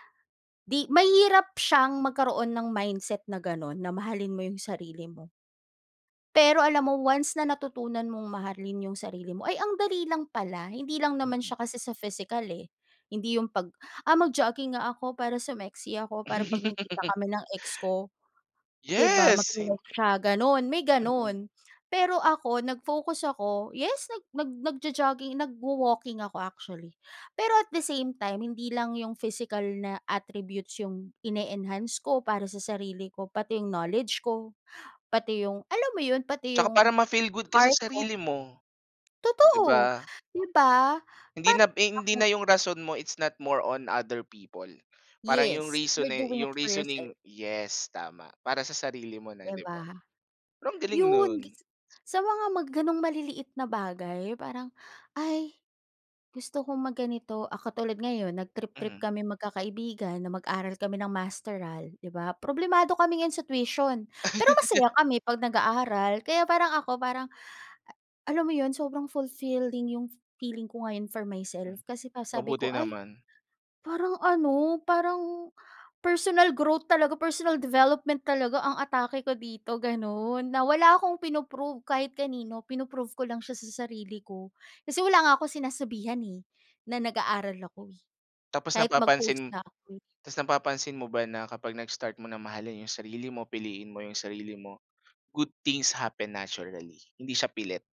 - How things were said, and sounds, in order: laugh; tapping; other background noise; in English: "it's not more on other people"; in English: "You're doing it for yourself"; laugh; in English: "good things happen naturally"
- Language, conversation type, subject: Filipino, podcast, Ano ang pinakamalaking pagbabago na ginawa mo para sundin ang puso mo?